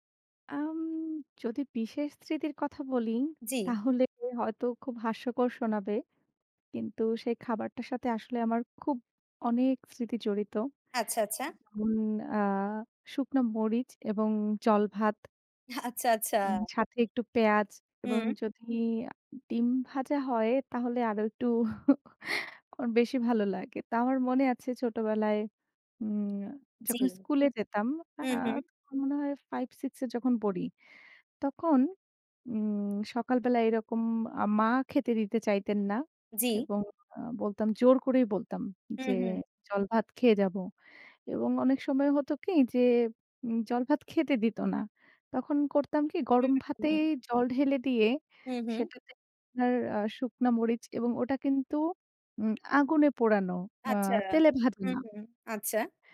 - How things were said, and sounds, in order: chuckle; chuckle
- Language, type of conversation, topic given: Bengali, unstructured, কোন খাবার তোমার মনে বিশেষ স্মৃতি জাগায়?